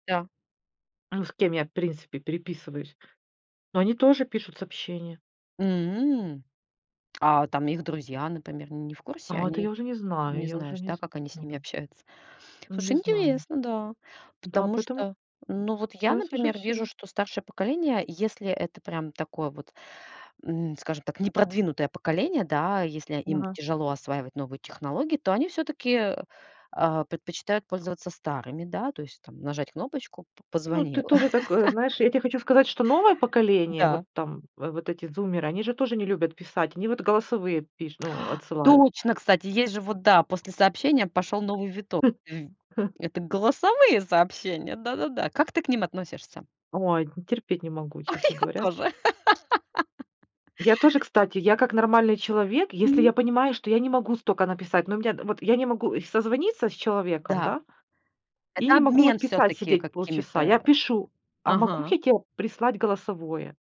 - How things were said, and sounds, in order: tapping; laugh; chuckle; chuckle; laugh; unintelligible speech
- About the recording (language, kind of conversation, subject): Russian, podcast, Как вы выбираете между звонком и сообщением?